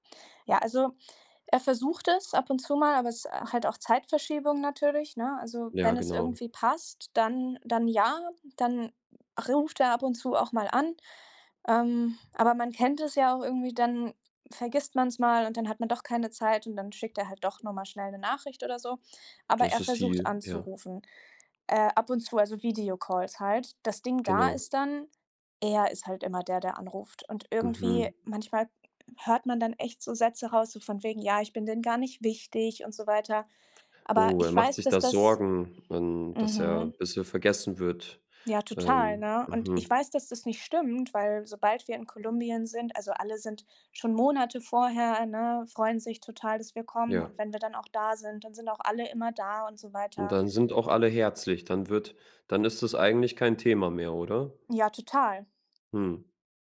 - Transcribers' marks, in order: stressed: "Er"
- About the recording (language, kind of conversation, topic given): German, advice, Wie lassen sich Eifersuchtsgefühle und Loyalitätskonflikte in einer Patchworkfamilie beschreiben?
- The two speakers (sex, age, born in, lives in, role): female, 25-29, Germany, Germany, user; male, 25-29, Germany, Germany, advisor